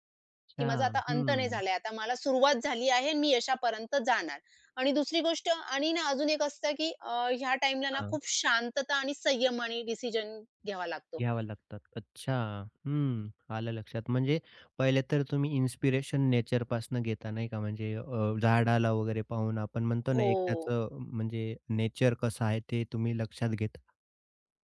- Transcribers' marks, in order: none
- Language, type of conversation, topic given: Marathi, podcast, अपयशानंतर पुन्हा प्रयत्न करायला कसं वाटतं?